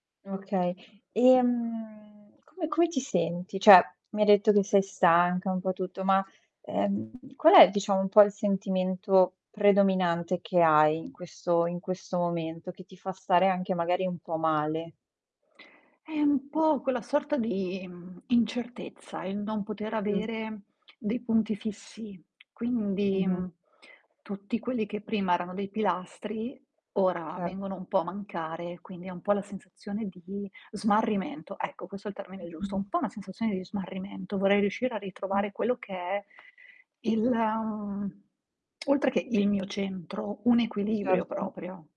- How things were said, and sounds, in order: static; other background noise; "Cioè" said as "ceh"; distorted speech; tapping; drawn out: "il"
- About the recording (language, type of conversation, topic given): Italian, advice, Come posso gestire l’esaurimento che provo nel prendermi cura di un familiare senza mai una pausa?